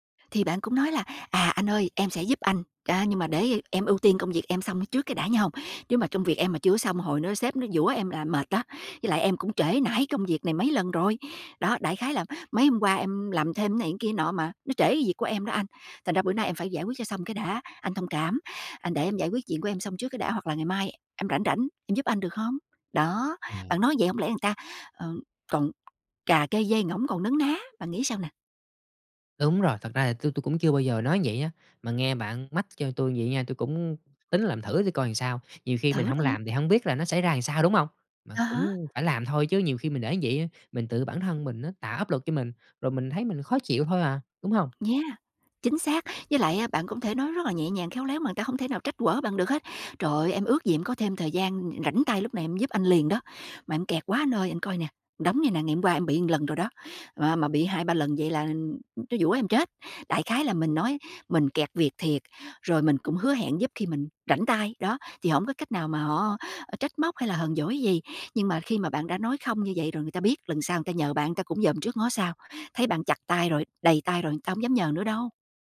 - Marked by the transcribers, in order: other background noise; tapping
- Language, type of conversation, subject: Vietnamese, advice, Bạn lợi dụng mình nhưng mình không biết từ chối